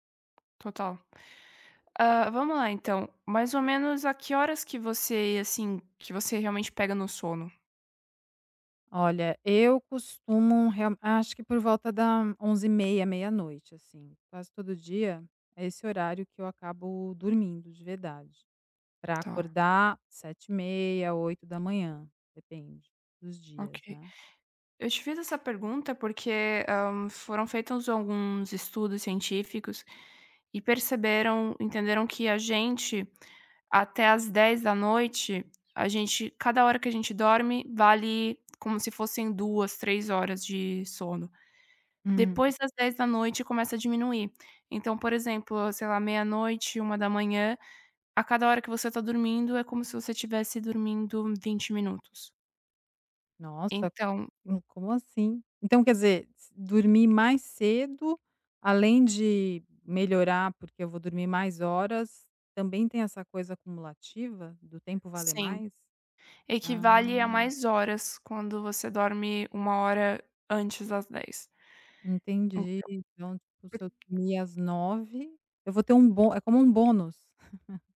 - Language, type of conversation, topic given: Portuguese, advice, Por que ainda me sinto tão cansado todas as manhãs, mesmo dormindo bastante?
- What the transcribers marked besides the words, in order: tapping; chuckle